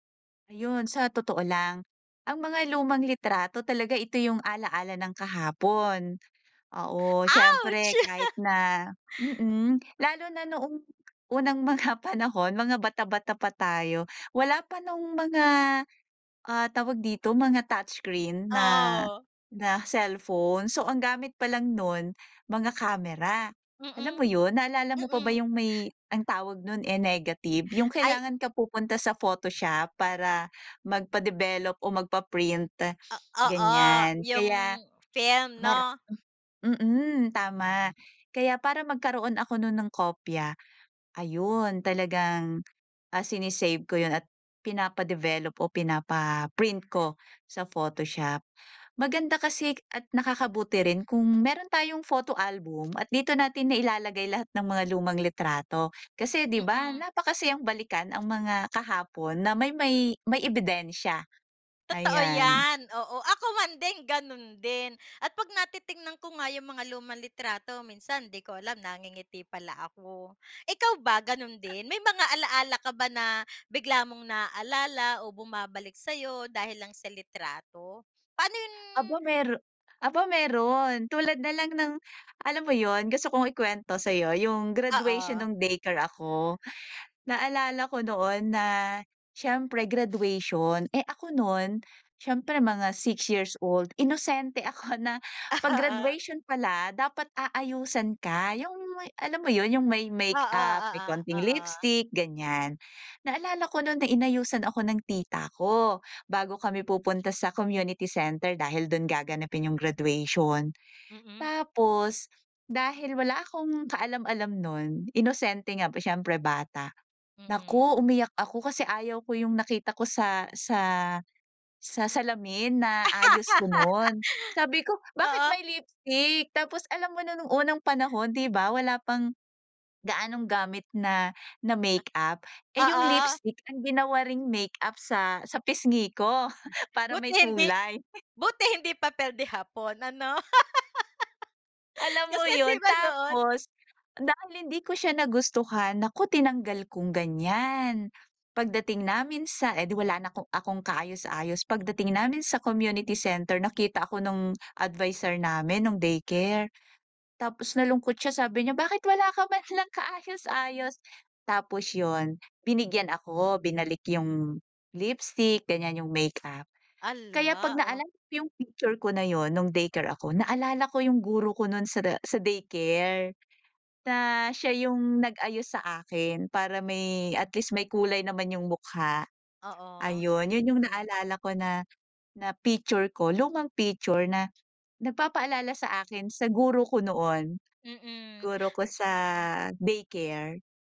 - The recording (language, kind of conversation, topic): Filipino, unstructured, Ano ang pakiramdam mo kapag tinitingnan mo ang mga lumang litrato?
- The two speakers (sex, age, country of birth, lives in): female, 40-44, Philippines, Philippines; female, 55-59, Philippines, Philippines
- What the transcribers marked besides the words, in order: surprised: "Ouch!"; laugh; tapping; laughing while speaking: "mga panahon"; laughing while speaking: "Oo"; sniff; joyful: "Totoo yan, oo, ako man din, ganun din"; other background noise; laughing while speaking: "ako"; laughing while speaking: "Oo"; laugh; joyful: "Oo"; laugh; snort; laugh; joyful: "Alam mo yun"; snort